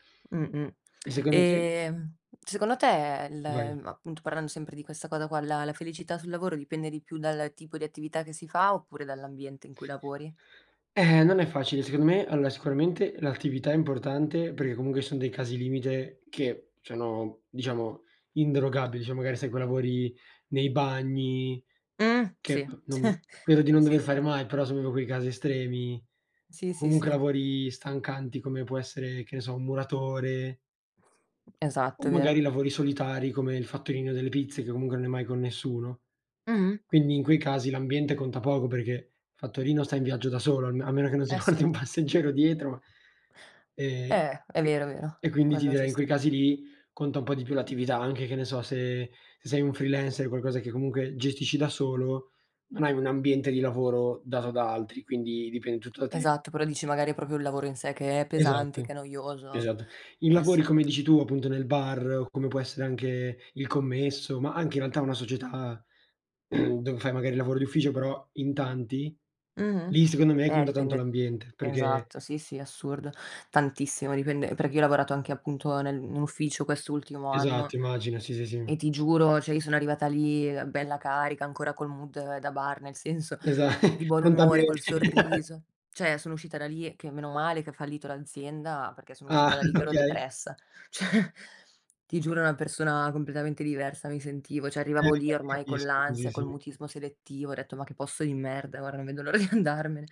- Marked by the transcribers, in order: "comunque" said as "comungue"; "cioè" said as "ceh"; chuckle; tapping; "comunque" said as "comungue"; "perché" said as "perghé"; laughing while speaking: "passeggero"; in English: "freelancer"; "comunque" said as "comungue"; throat clearing; "perché" said as "perghé"; chuckle; laughing while speaking: "bene"; laugh; laughing while speaking: "cioè"; chuckle; "completamente" said as "combletamente"; other background noise; laughing while speaking: "l'ora"
- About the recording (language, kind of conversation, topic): Italian, unstructured, Qual è la cosa che ti rende più felice nel tuo lavoro?